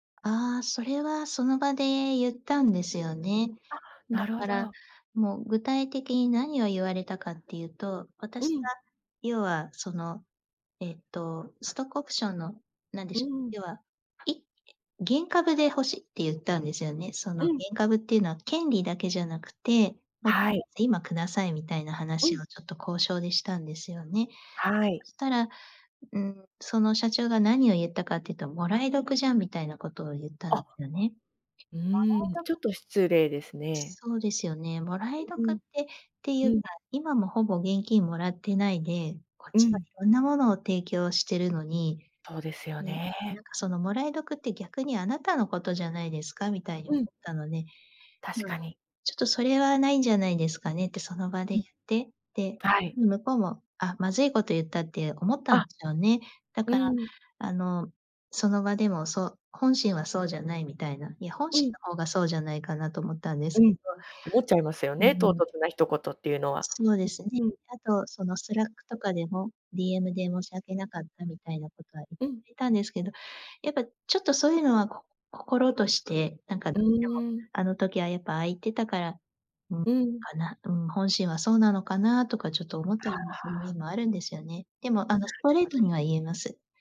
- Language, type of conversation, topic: Japanese, advice, 退職すべきか続けるべきか決められず悩んでいる
- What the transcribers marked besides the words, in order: other background noise; unintelligible speech; tapping